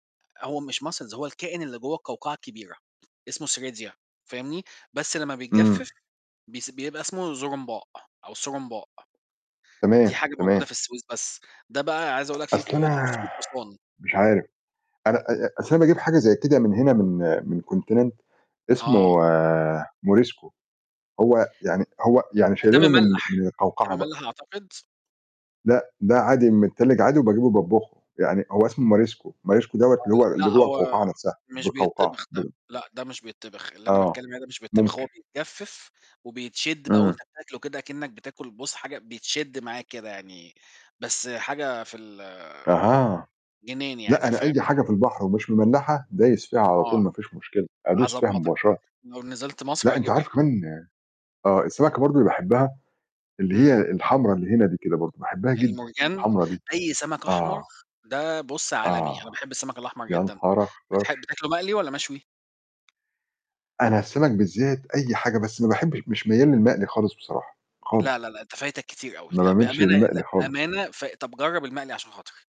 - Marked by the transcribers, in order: in English: "Muscles"; distorted speech; unintelligible speech; other noise; other background noise; unintelligible speech; unintelligible speech; tapping
- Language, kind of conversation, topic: Arabic, unstructured, إنت مع ولا ضد منع بيع الأكل السريع في المدارس؟
- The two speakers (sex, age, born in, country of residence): male, 40-44, Egypt, Portugal; male, 40-44, Egypt, Portugal